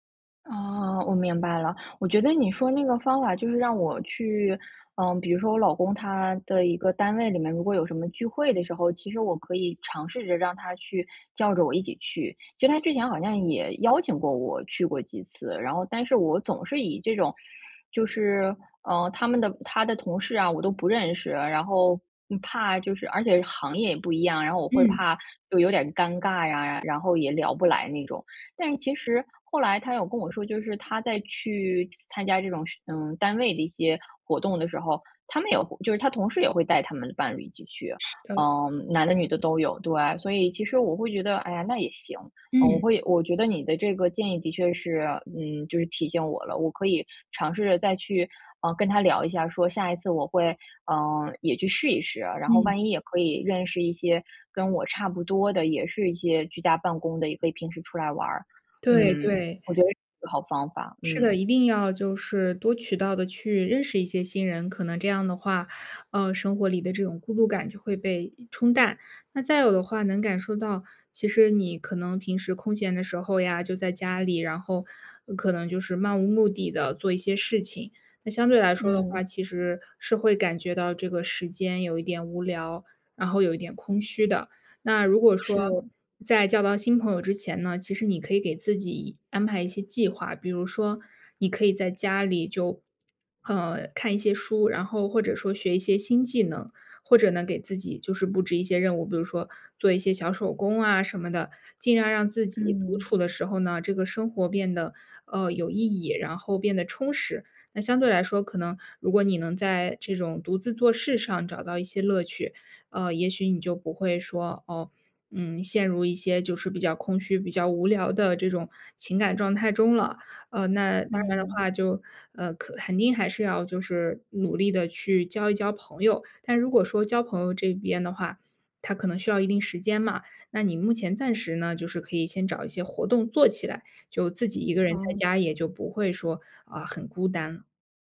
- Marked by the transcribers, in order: swallow; other background noise
- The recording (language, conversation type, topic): Chinese, advice, 搬到新城市后，我感到孤独和不安，该怎么办？